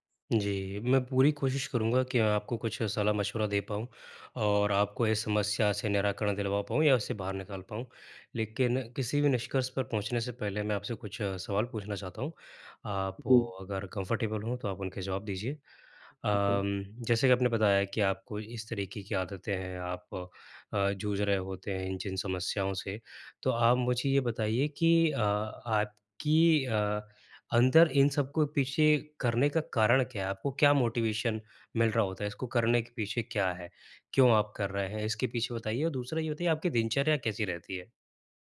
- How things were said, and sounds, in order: in English: "कंफ़र्टेबल"; in English: "मोटिवेशन"
- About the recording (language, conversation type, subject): Hindi, advice, आदतों में बदलाव